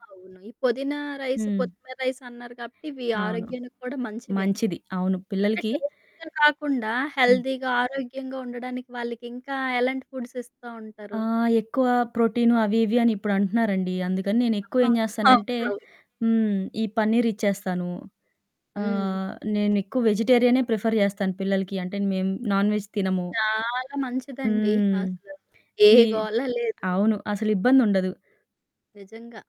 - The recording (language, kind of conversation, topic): Telugu, podcast, స్కూల్ లేదా ఆఫీస్‌కు తీసుకెళ్లే లంచ్‌లో మంచి ఎంపికలు ఏమేమి ఉంటాయి?
- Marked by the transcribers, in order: other background noise; in English: "హెల్దీగా"; in English: "ఫుడ్స్"; in English: "ప్రిఫర్"; in English: "నాన్ వెజ్"